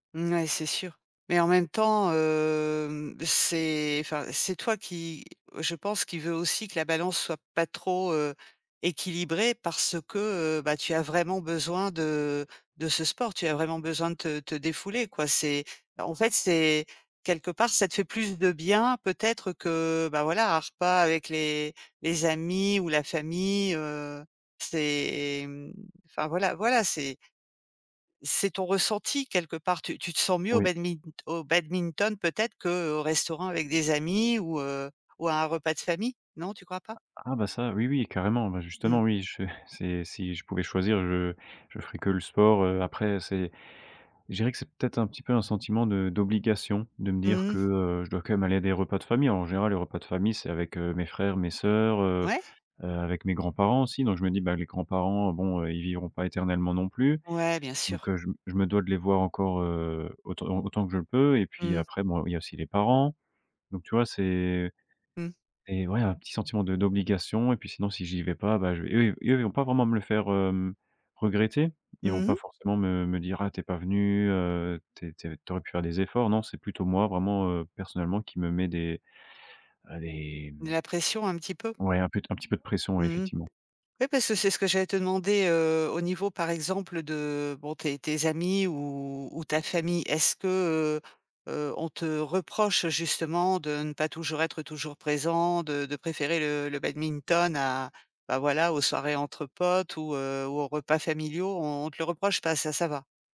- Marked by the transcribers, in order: none
- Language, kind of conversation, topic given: French, advice, Pourquoi est-ce que je me sens coupable vis-à-vis de ma famille à cause du temps que je consacre à d’autres choses ?